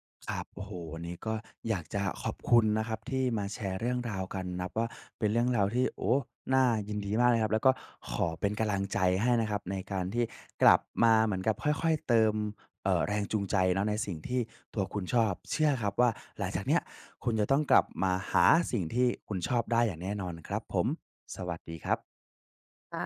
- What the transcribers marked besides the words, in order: none
- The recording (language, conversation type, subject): Thai, advice, ฉันเริ่มหมดแรงจูงใจที่จะทำสิ่งที่เคยชอบ ควรเริ่มทำอะไรได้บ้าง?